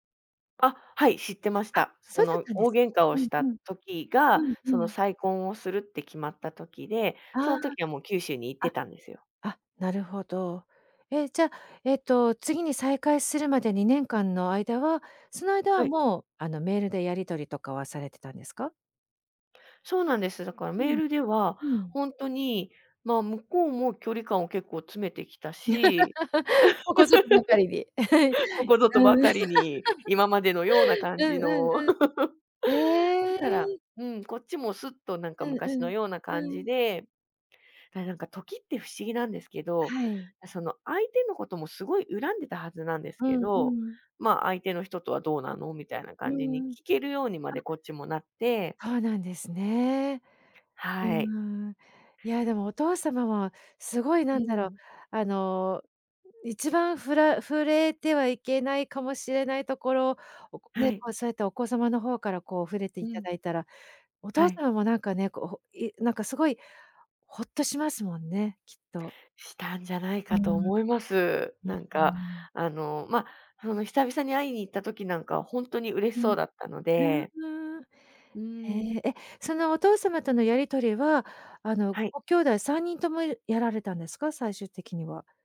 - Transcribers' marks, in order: laugh; chuckle; laugh
- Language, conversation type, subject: Japanese, podcast, 疎遠になった親と、もう一度関係を築き直すには、まず何から始めればよいですか？